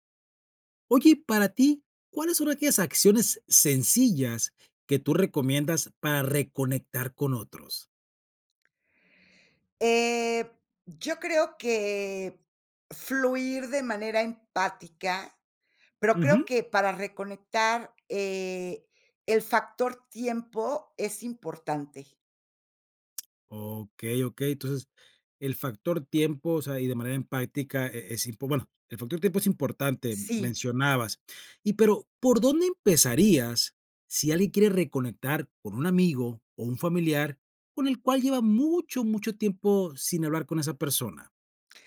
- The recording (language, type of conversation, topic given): Spanish, podcast, ¿Qué acciones sencillas recomiendas para reconectar con otras personas?
- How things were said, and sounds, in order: none